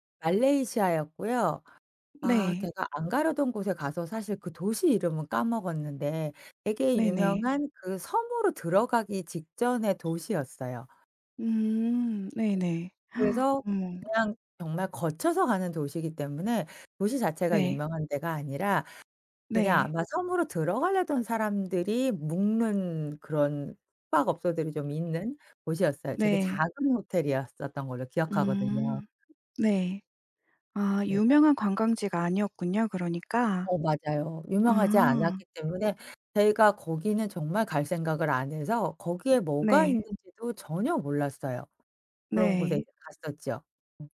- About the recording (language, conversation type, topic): Korean, podcast, 여행 중에 만난 친절한 사람에 대해 이야기해 주실 수 있나요?
- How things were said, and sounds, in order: other background noise; gasp